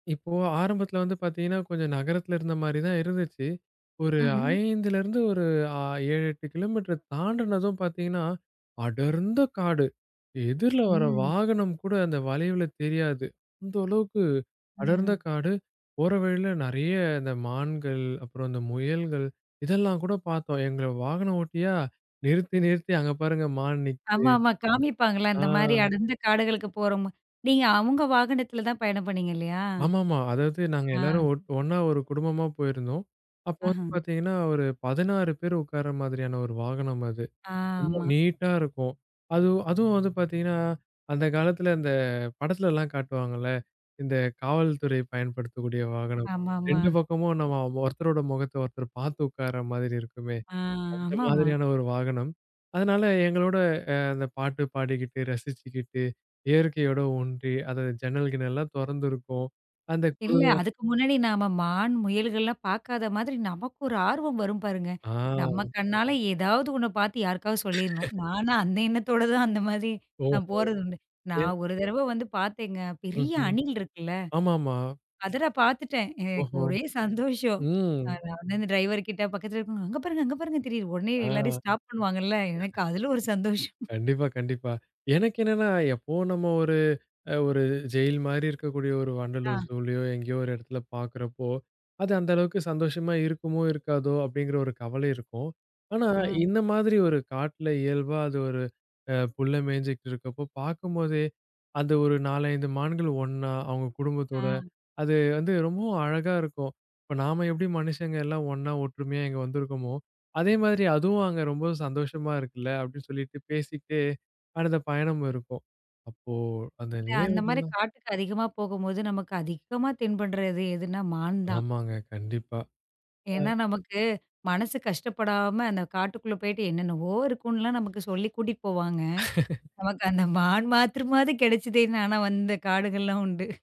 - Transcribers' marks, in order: other noise; in another language: "கிலோமீட்டர்"; other background noise; tapping; drawn out: "ஆமா"; in another language: "நீட்டா"; chuckle; unintelligible speech; unintelligible speech; in another language: "ஜூலையோ"; unintelligible speech; laugh
- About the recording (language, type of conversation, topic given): Tamil, podcast, இயற்கையில் நேரம் செலவிடுவது உங்கள் மனநலத்திற்கு எப்படி உதவுகிறது?